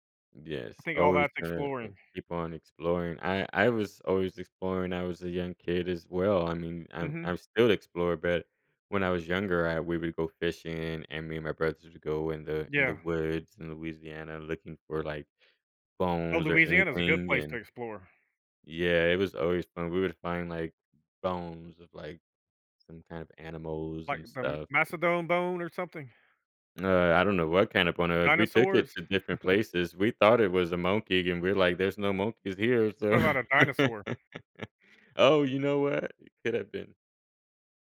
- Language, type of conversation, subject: English, unstructured, What can explorers' perseverance teach us?
- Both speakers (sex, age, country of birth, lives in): male, 35-39, Germany, United States; male, 50-54, United States, United States
- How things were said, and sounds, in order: chuckle; laugh